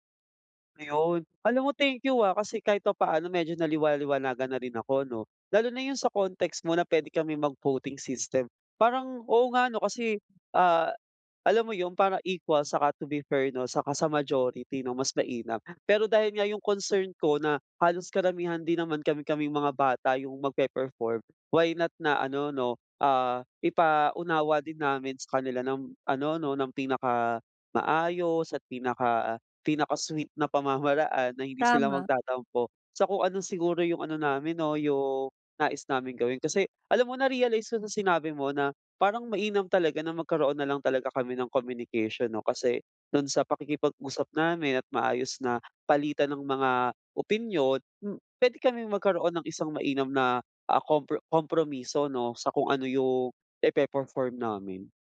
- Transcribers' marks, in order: none
- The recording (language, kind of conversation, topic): Filipino, advice, Paano ko haharapin ang hindi pagkakasundo ng mga interes sa grupo?